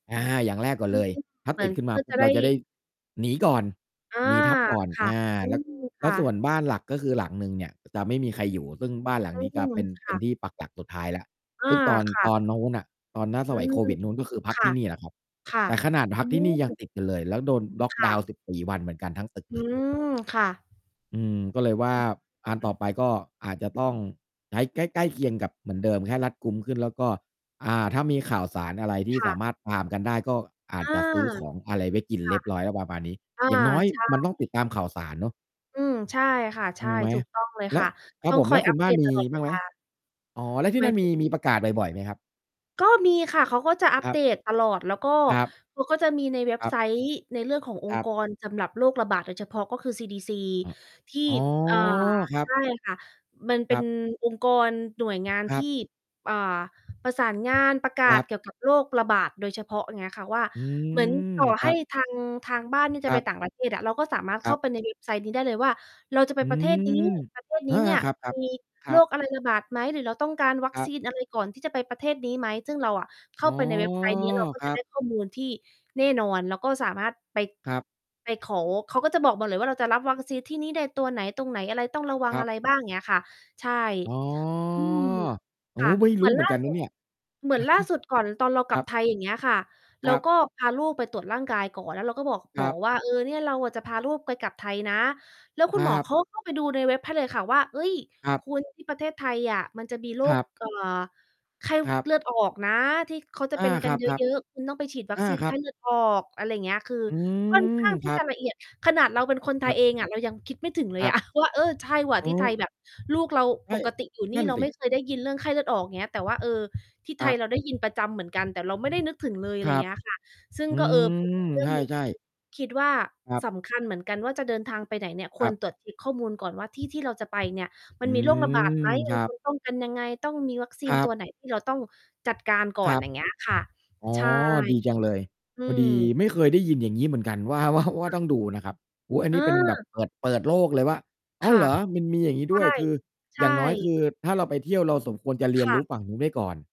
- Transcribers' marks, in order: distorted speech; tapping; drawn out: "อ๋อ"; chuckle; mechanical hum; laughing while speaking: "อะ"; laughing while speaking: "ว่า"
- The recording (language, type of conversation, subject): Thai, unstructured, เราควรเตรียมตัวและรับมือกับโรคระบาดอย่างไรบ้าง?